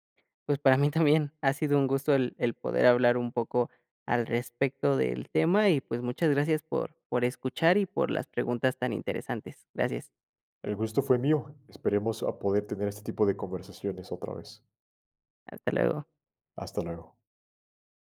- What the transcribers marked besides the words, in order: none
- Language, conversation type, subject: Spanish, podcast, ¿Cómo influye el miedo a fallar en el aprendizaje?